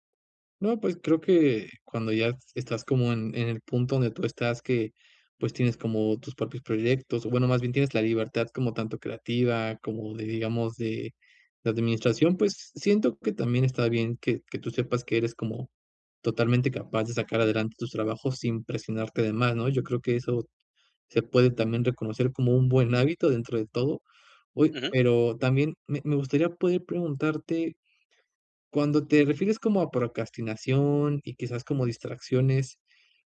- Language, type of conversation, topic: Spanish, advice, ¿Cómo puedo dejar de procrastinar y crear hábitos de trabajo diarios?
- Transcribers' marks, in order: none